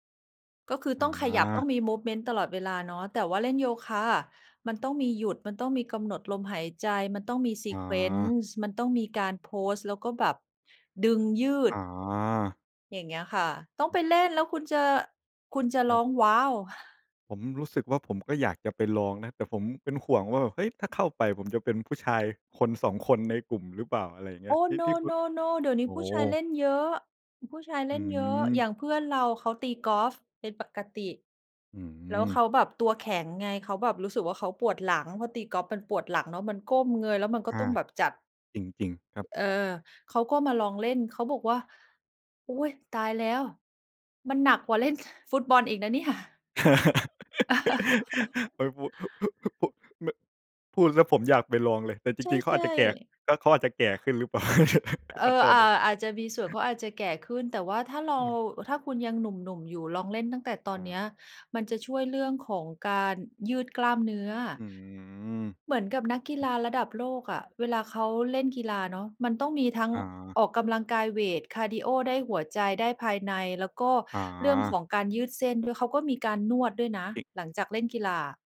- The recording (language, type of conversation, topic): Thai, unstructured, การเล่นกีฬาเป็นงานอดิเรกช่วยให้สุขภาพดีขึ้นจริงไหม?
- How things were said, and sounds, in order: in English: "มูฟเมนต์"; in English: "sequence"; other background noise; laugh; laughing while speaking: "ไม่พูด พุ"; chuckle; laugh; chuckle